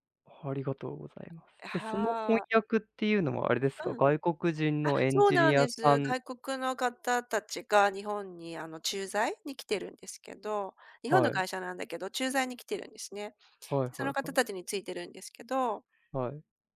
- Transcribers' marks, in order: none
- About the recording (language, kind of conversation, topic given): Japanese, unstructured, どんな仕事にやりがいを感じますか？